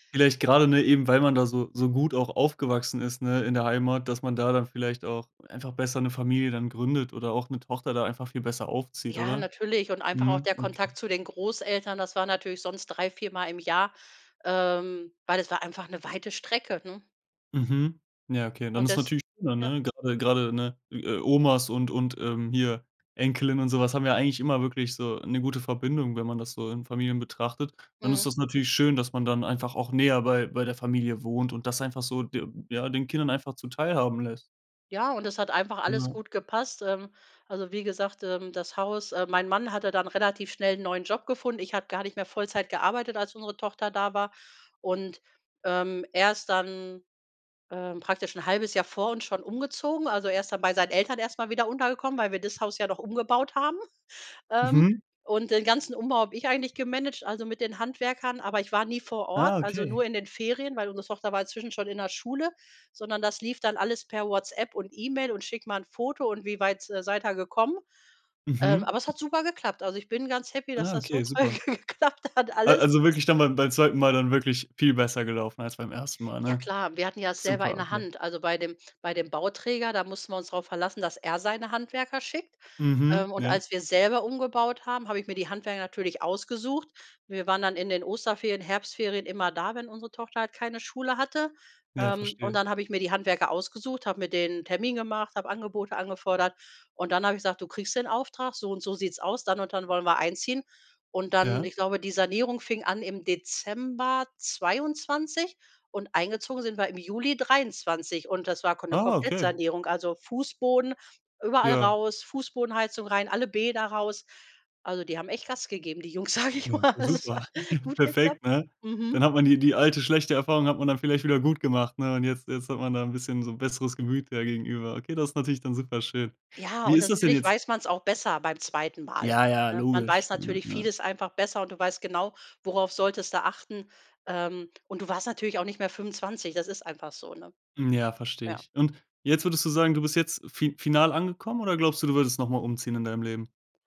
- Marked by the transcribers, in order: chuckle; laughing while speaking: "toll geklappt hat alles"; surprised: "Ah"; laughing while speaking: "sage ich mal. Also es hat"; chuckle
- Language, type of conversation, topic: German, podcast, Erzähl mal: Wie hast du ein Haus gekauft?